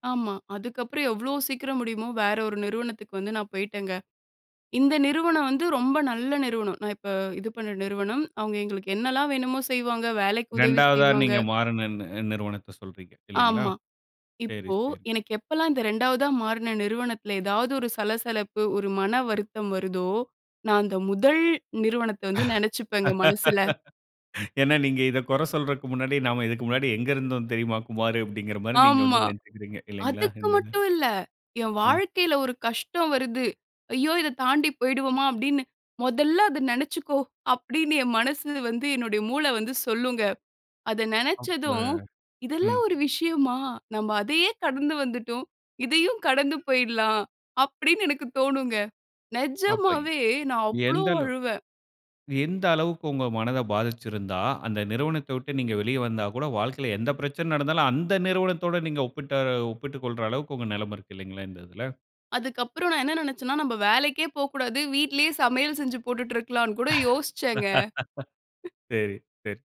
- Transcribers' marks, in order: laugh; laugh; tapping
- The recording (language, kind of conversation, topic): Tamil, podcast, உங்கள் முதல் வேலை அனுபவம் உங்கள் வாழ்க்கைக்கு இன்றும் எப்படி உதவுகிறது?